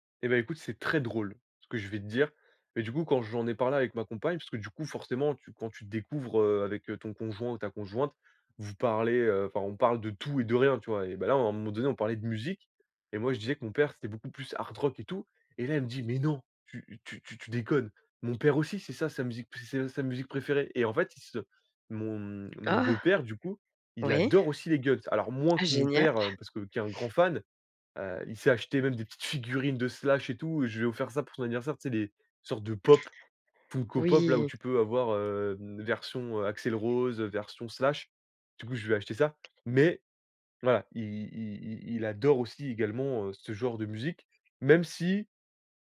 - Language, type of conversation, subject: French, podcast, Quel morceau te colle à la peau depuis l’enfance ?
- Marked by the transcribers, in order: stressed: "Oh"; stressed: "adore"; sniff; other background noise